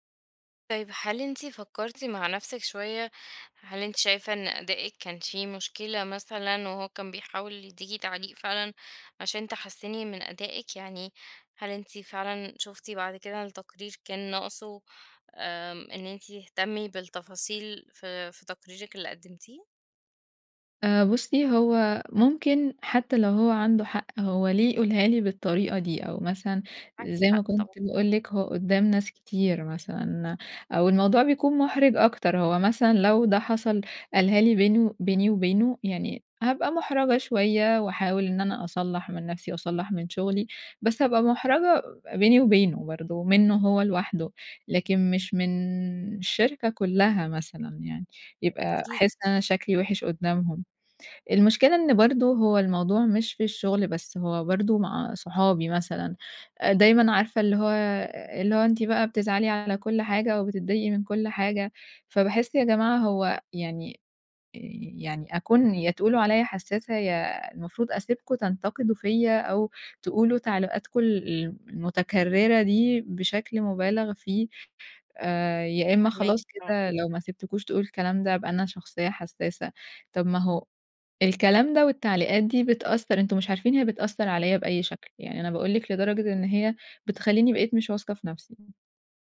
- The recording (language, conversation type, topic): Arabic, advice, إزاي الانتقاد المتكرر بيأثر على ثقتي بنفسي؟
- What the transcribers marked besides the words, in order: none